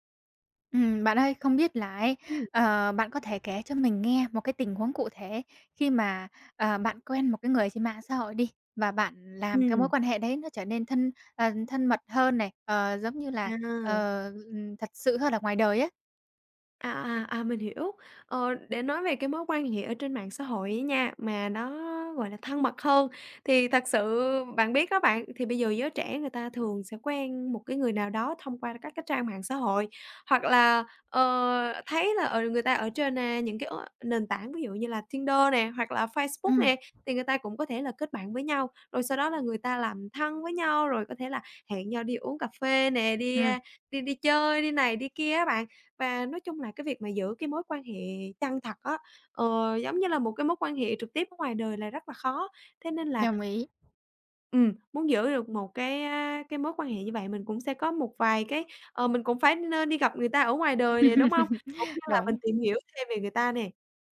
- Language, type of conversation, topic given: Vietnamese, podcast, Bạn làm thế nào để giữ cho các mối quan hệ luôn chân thành khi mạng xã hội ngày càng phổ biến?
- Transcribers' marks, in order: tapping; laugh